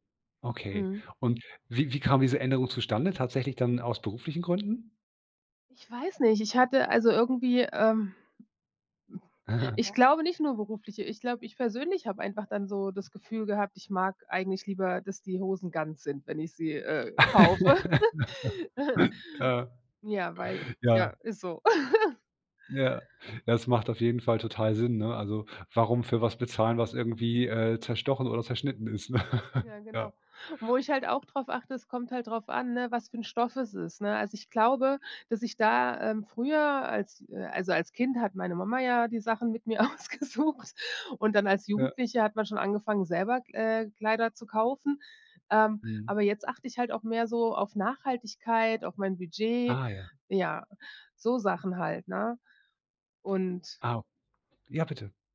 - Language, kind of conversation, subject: German, podcast, Wie hat sich dein Kleidungsstil über die Jahre verändert?
- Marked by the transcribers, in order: chuckle; laugh; laugh; laughing while speaking: "ne?"; laughing while speaking: "mit mir ausgesucht"